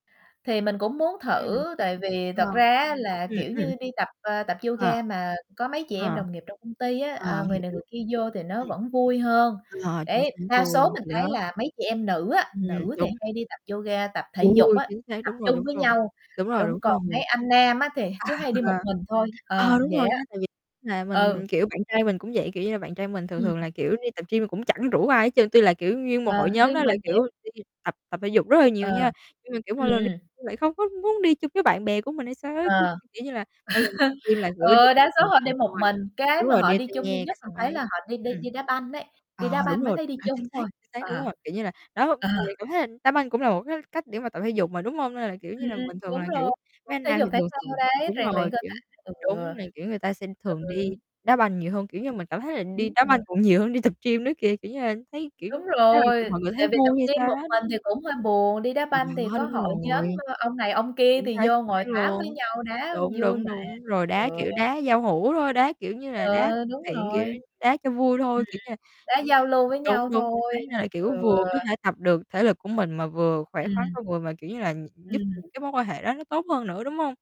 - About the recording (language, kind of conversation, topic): Vietnamese, unstructured, Thói quen tập thể dục của bạn như thế nào?
- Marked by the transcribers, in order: static; other background noise; distorted speech; laughing while speaking: "À, ờ"; tapping; laugh; unintelligible speech; unintelligible speech; unintelligible speech; unintelligible speech; unintelligible speech